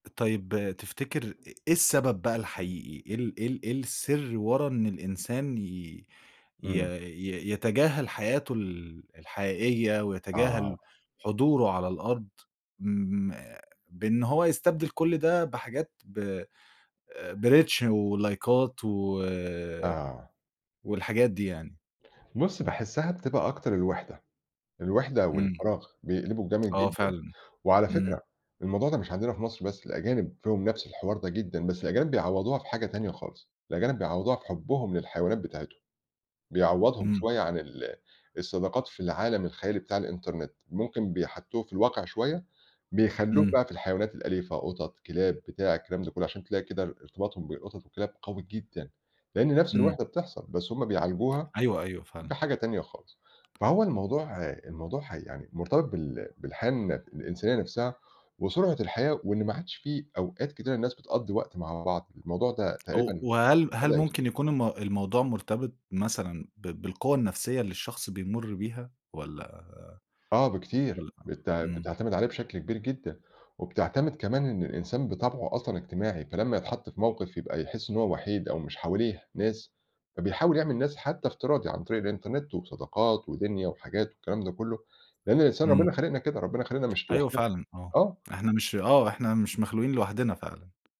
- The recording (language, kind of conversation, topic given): Arabic, podcast, إزاي بتفرّق بين صداقة على الإنترنت وصداقة في الواقع؟
- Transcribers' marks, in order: in English: "بreach ولايكات"; tapping